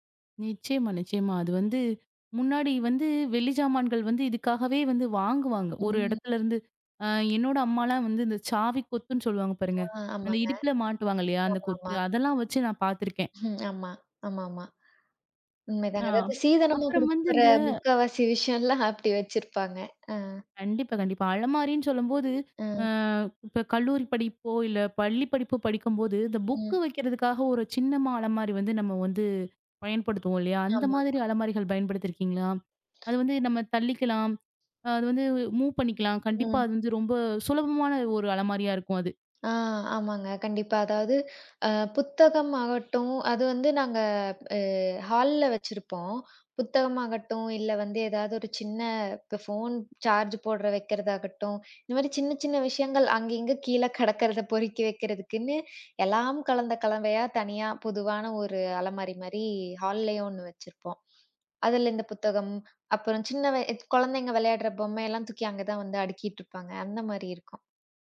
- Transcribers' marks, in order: chuckle; laughing while speaking: "அப்பிடி வச்சிருப்பாங்க"; other noise; in English: "மூவ்"; in English: "ஹால்ல"; in English: "ஃபோன் சார்ஜ்"; "அங்கங்க" said as "அங்கீங்க"; laughing while speaking: "கிடக்கிறத பொறிக்கி"; "கலவையா" said as "கலந்தையா"; in English: "ஹால்லயும்"
- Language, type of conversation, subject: Tamil, podcast, ஒரு சில வருடங்களில் உங்கள் அலமாரி எப்படி மாறியது என்று சொல்ல முடியுமா?